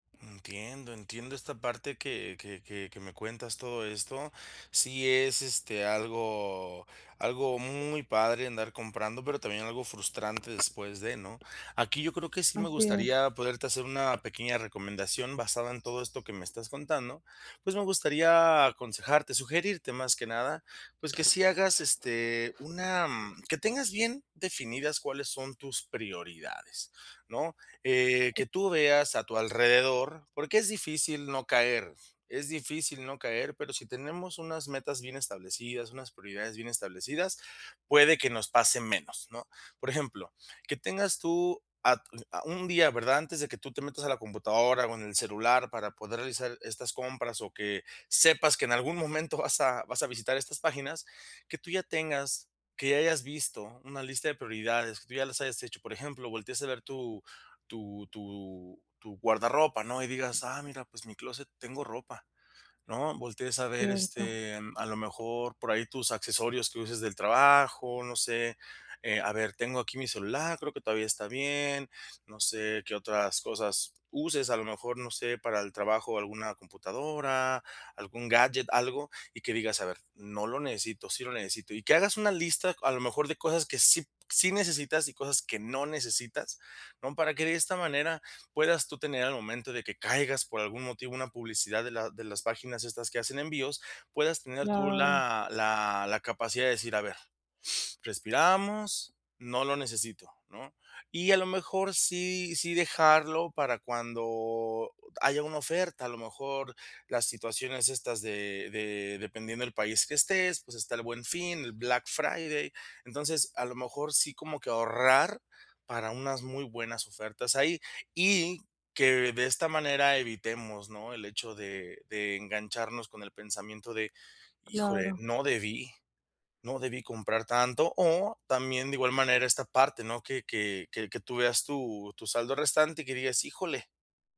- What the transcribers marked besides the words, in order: other background noise; laughing while speaking: "vas a"; tapping; inhale
- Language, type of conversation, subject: Spanish, advice, ¿Cómo puedo comprar sin caer en compras impulsivas?